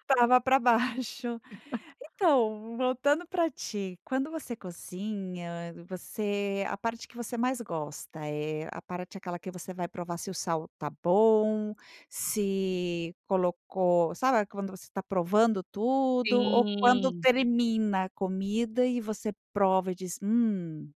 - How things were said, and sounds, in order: chuckle; tapping
- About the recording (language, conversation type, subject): Portuguese, podcast, Por que você gosta de cozinhar?